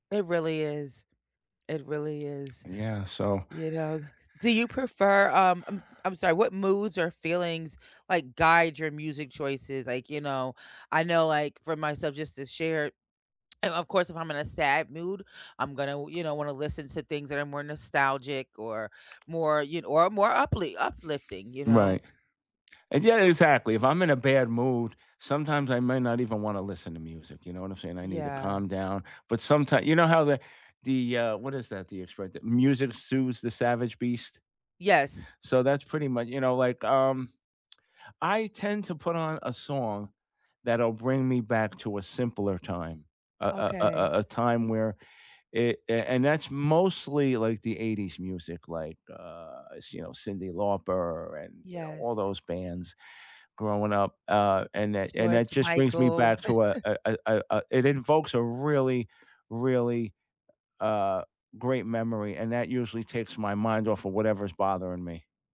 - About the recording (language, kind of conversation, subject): English, unstructured, How do you usually decide what music to listen to in your free time?
- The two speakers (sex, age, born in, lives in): female, 50-54, United States, United States; male, 60-64, United States, United States
- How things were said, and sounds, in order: tapping; drawn out: "uh"; chuckle